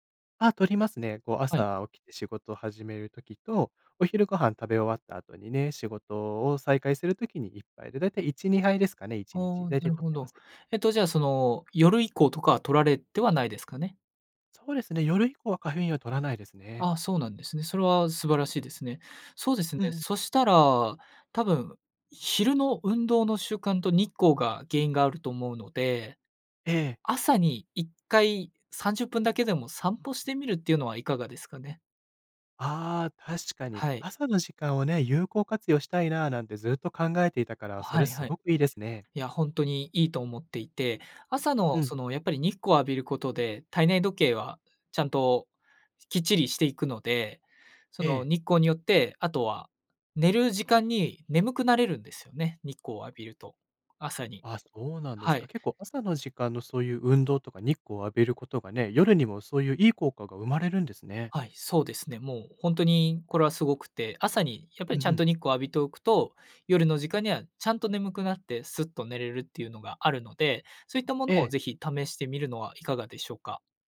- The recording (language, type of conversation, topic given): Japanese, advice, 夜に寝つけず睡眠リズムが乱れているのですが、どうすれば整えられますか？
- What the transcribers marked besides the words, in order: none